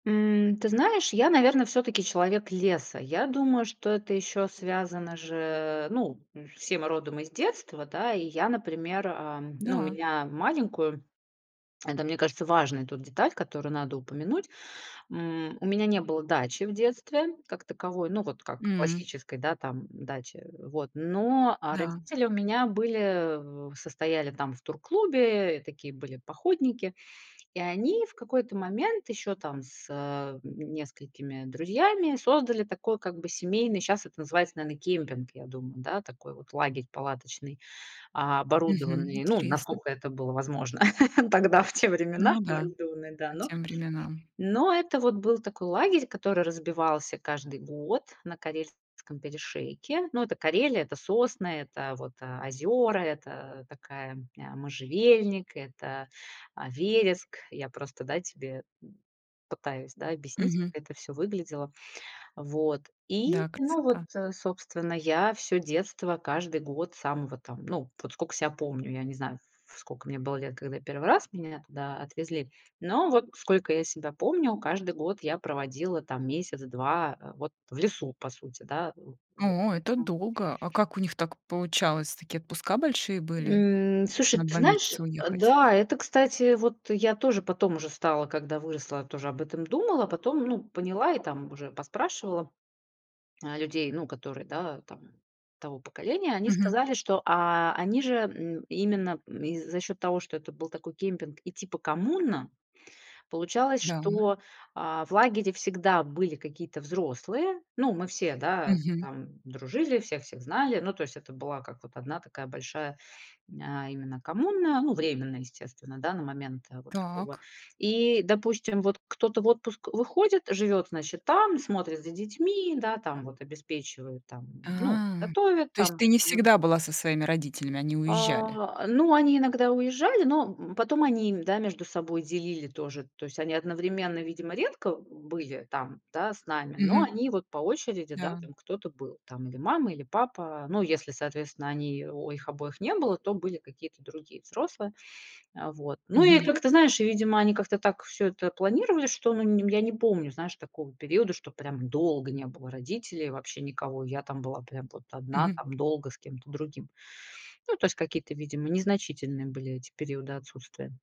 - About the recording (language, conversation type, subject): Russian, podcast, Чему тебя учит молчание в горах или в лесу?
- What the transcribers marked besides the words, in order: chuckle; laughing while speaking: "тогда, в те времена"